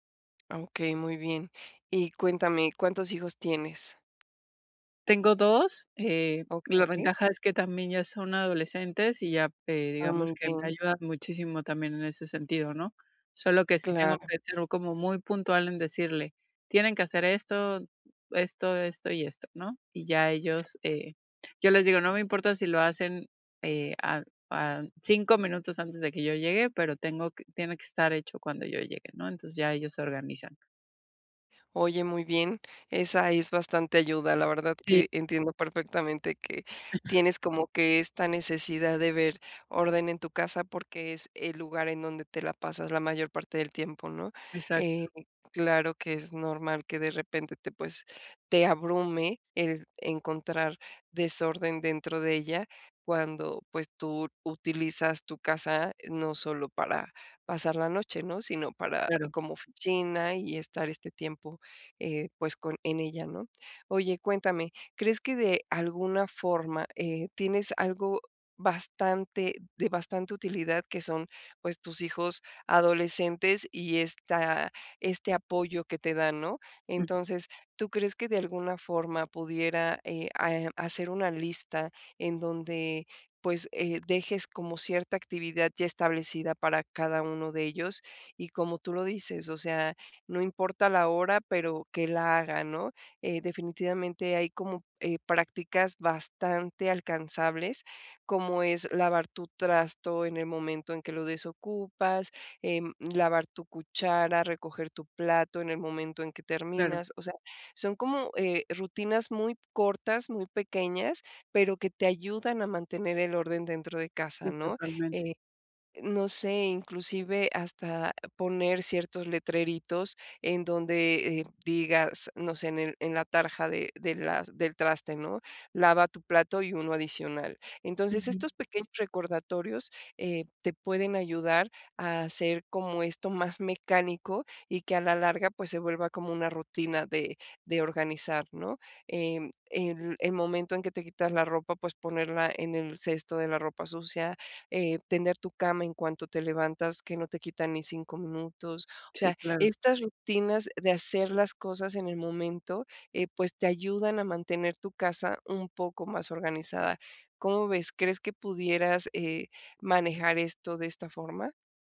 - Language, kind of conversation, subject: Spanish, advice, ¿Cómo puedo crear rutinas diarias para evitar que mi casa se vuelva desordenada?
- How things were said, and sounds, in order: other background noise; throat clearing